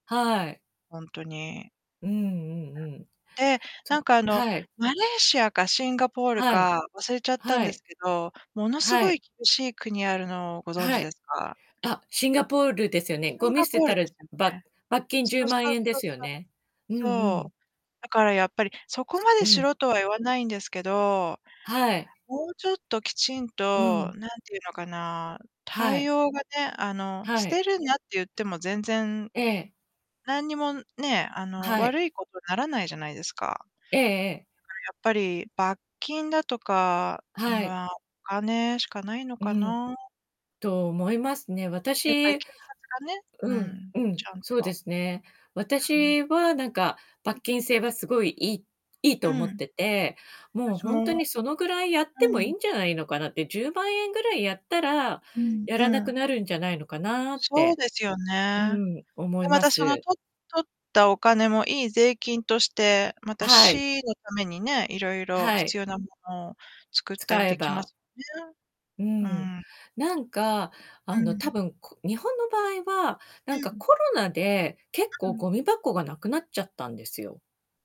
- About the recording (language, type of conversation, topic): Japanese, unstructured, ゴミのポイ捨てについて、どのように感じますか？
- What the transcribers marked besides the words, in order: distorted speech; other background noise